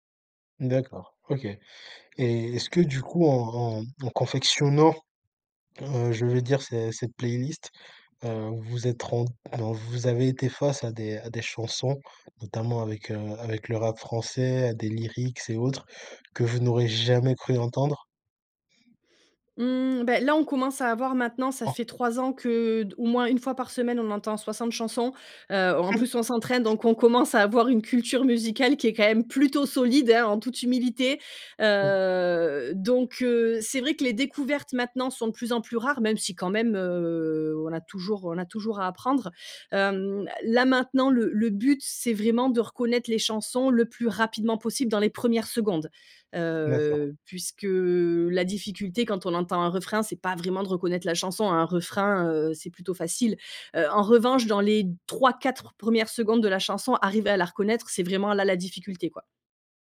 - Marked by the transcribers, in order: in English: "lyrics"; other background noise; unintelligible speech; drawn out: "Heu"; drawn out: "heu"; stressed: "pas"
- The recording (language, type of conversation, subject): French, podcast, Raconte un moment où une playlist a tout changé pour un groupe d’amis ?